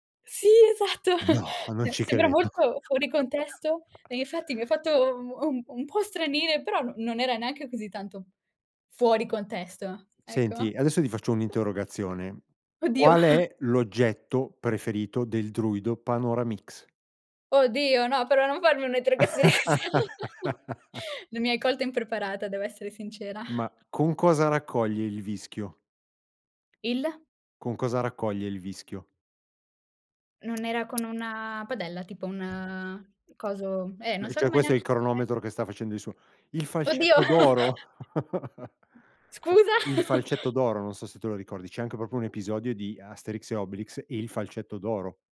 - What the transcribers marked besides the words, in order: stressed: "Sì, esatto"; chuckle; surprised: "No, non ci credo"; chuckle; chuckle; laugh; chuckle; tapping; "cioè" said as "ceh"; unintelligible speech; chuckle
- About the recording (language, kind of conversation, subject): Italian, podcast, Hai una routine quotidiana per stimolare la tua creatività?
- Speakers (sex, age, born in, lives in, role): female, 18-19, Romania, Italy, guest; male, 50-54, Italy, Italy, host